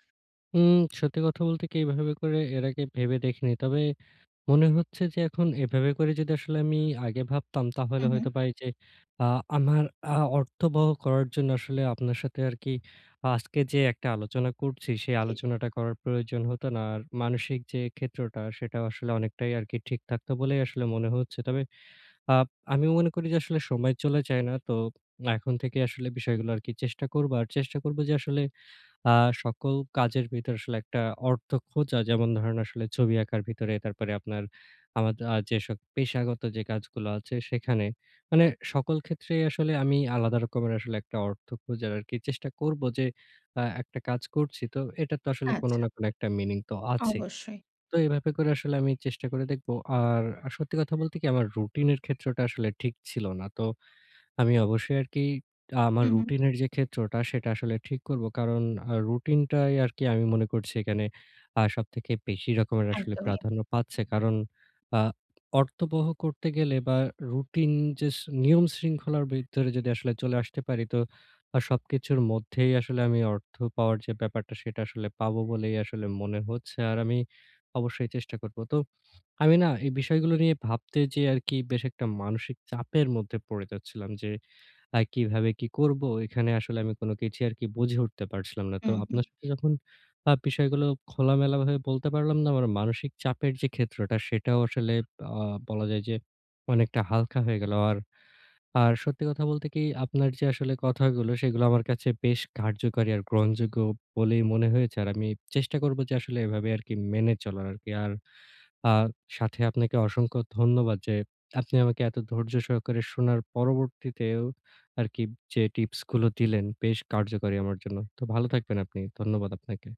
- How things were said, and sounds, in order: tapping; other background noise
- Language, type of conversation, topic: Bengali, advice, আপনি প্রতিদিনের ছোট কাজগুলোকে কীভাবে আরও অর্থবহ করতে পারেন?